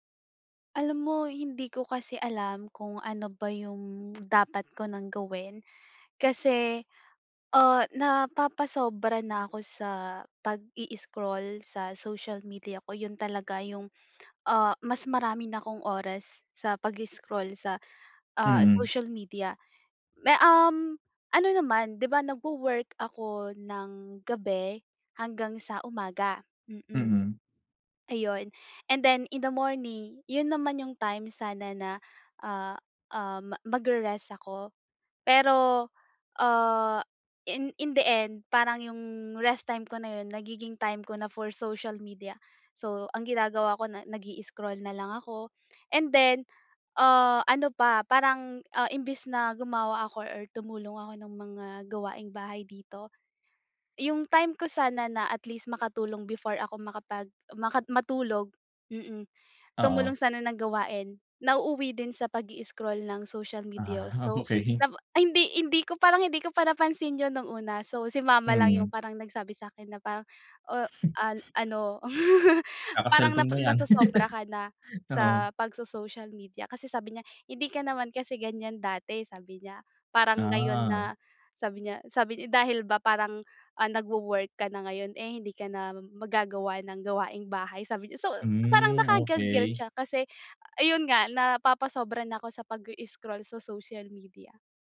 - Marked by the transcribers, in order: other noise; laughing while speaking: "Ah"; chuckle; chuckle; chuckle; "nakaka-guilt" said as "naka-ga-guilt"
- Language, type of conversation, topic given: Filipino, advice, Paano ako magtatakda ng malinaw na personal na hangganan nang hindi nakakaramdam ng pagkakasala?